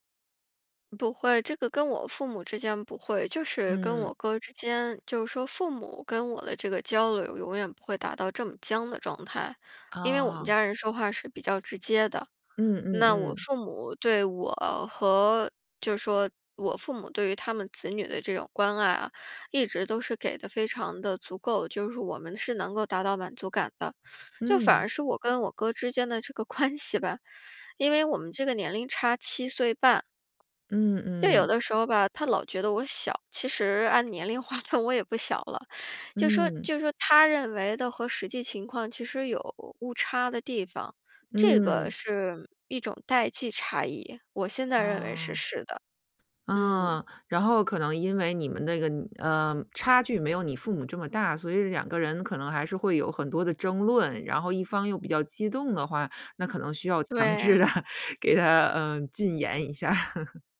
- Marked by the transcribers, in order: teeth sucking; laughing while speaking: "关系吧"; laughing while speaking: "划分"; teeth sucking; laughing while speaking: "制地"; laughing while speaking: "一下"; chuckle
- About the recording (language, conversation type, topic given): Chinese, podcast, 沉默在交流中起什么作用？